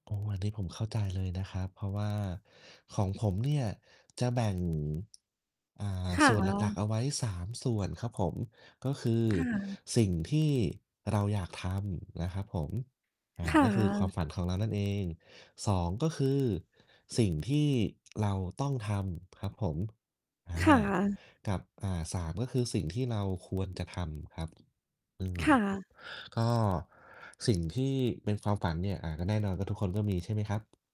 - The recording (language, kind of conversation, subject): Thai, unstructured, ความฝันอะไรที่คุณยังไม่เคยบอกใคร?
- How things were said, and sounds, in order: distorted speech